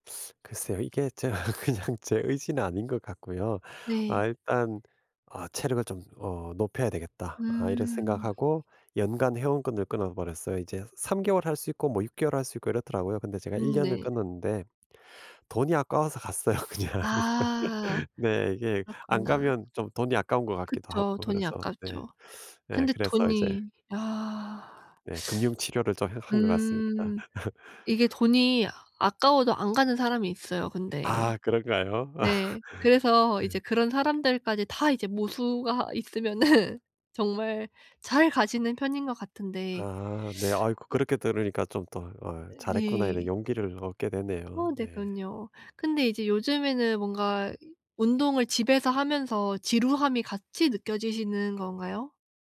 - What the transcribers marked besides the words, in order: teeth sucking; other background noise; laughing while speaking: "제가 그냥"; tapping; laughing while speaking: "갔어요 그냥"; laugh; teeth sucking; teeth sucking; laugh; laughing while speaking: "아"; laughing while speaking: "있으면은"; teeth sucking
- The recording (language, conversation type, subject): Korean, advice, 지루함을 느낄 때 그 감정을 받아들이면서 어떻게 집중을 되찾을 수 있나요?